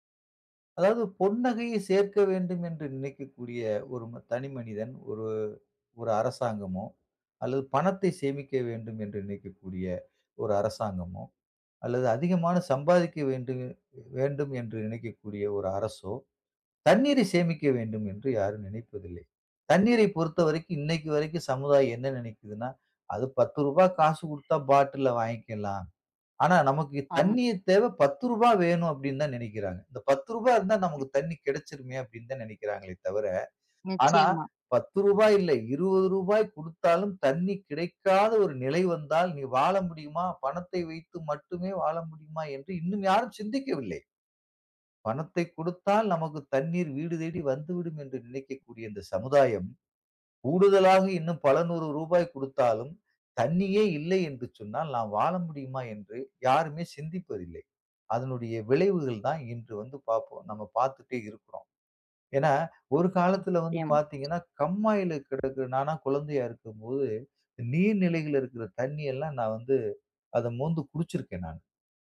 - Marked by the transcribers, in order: unintelligible speech; "கண்மாயில" said as "கம்மாயில"; other noise
- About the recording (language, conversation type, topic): Tamil, podcast, நீரைப் பாதுகாக்க மக்கள் என்ன செய்ய வேண்டும் என்று நீங்கள் நினைக்கிறீர்கள்?